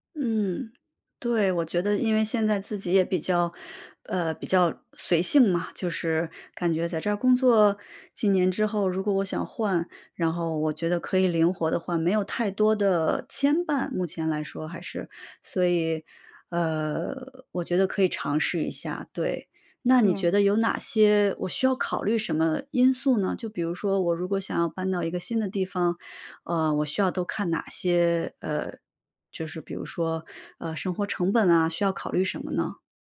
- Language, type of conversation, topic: Chinese, advice, 你正在考虑搬到另一个城市开始新生活吗？
- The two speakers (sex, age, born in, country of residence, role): female, 35-39, China, United States, user; female, 40-44, China, United States, advisor
- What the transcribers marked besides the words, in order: none